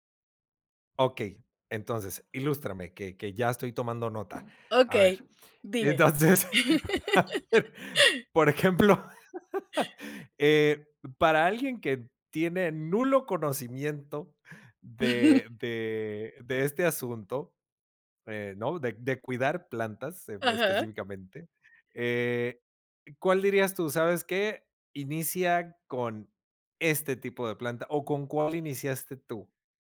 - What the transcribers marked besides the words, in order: laughing while speaking: "entonces, por ejemplo"; laugh; chuckle
- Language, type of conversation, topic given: Spanish, podcast, ¿Qué descubriste al empezar a cuidar plantas?